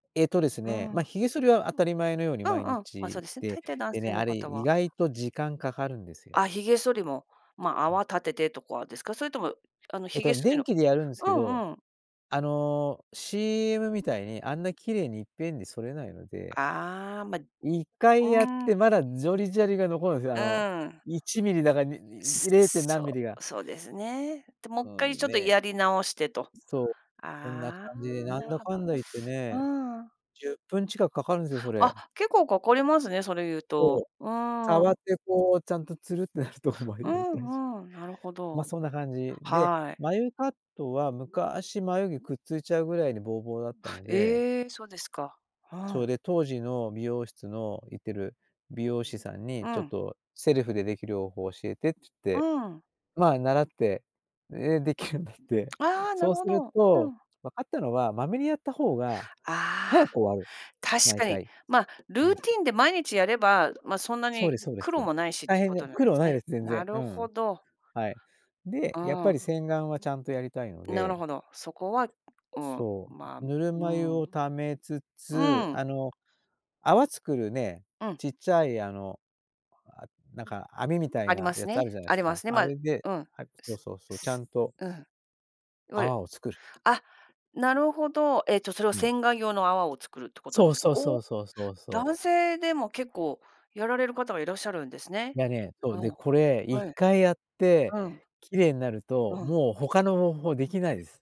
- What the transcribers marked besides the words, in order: other background noise; tapping; other noise
- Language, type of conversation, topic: Japanese, podcast, 朝の身支度で、自分に自信が持てるようになるルーティンはありますか？